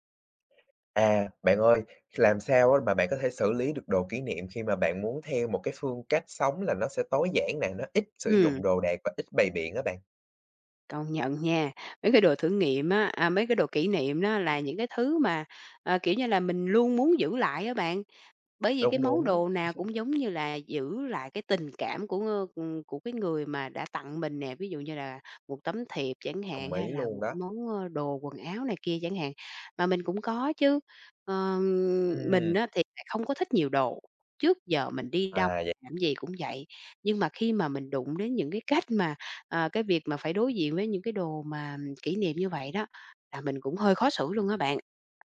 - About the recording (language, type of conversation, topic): Vietnamese, podcast, Bạn xử lý đồ kỷ niệm như thế nào khi muốn sống tối giản?
- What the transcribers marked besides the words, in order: other background noise; tapping; chuckle